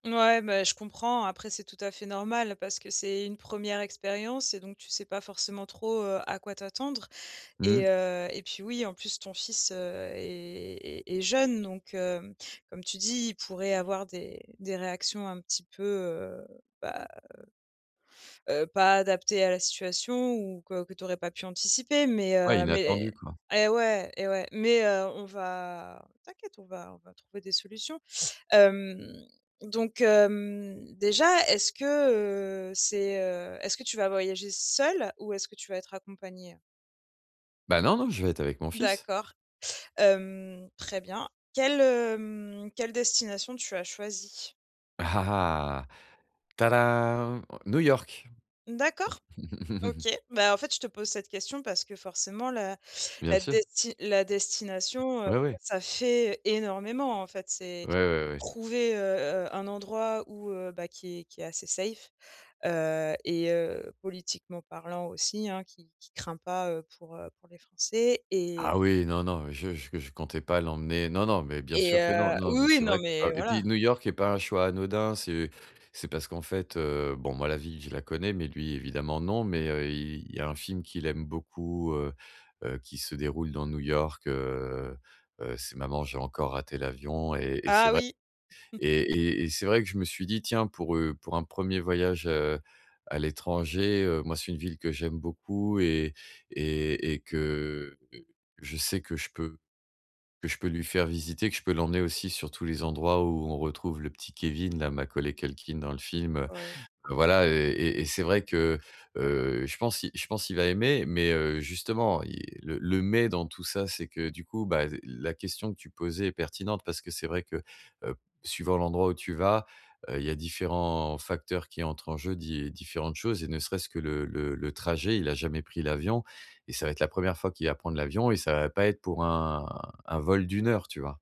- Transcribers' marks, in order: stressed: "seul"; singing: "Ta-dam !"; chuckle; tapping; put-on voice: "safe"; chuckle; drawn out: "que"; other background noise
- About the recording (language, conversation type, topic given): French, advice, Comment gérer le stress quand mes voyages tournent mal ?